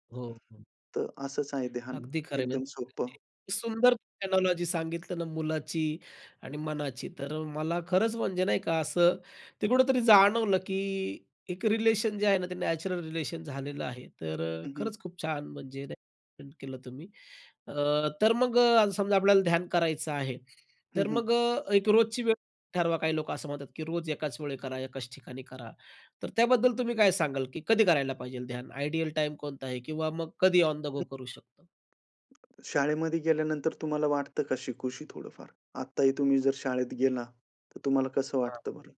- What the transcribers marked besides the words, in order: tapping; unintelligible speech; in English: "एक्सप्लेन"; in English: "ऑन द गो"
- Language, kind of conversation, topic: Marathi, podcast, दैनिक दिनक्रमात फक्त पाच मिनिटांचे ध्यान कसे समाविष्ट कराल?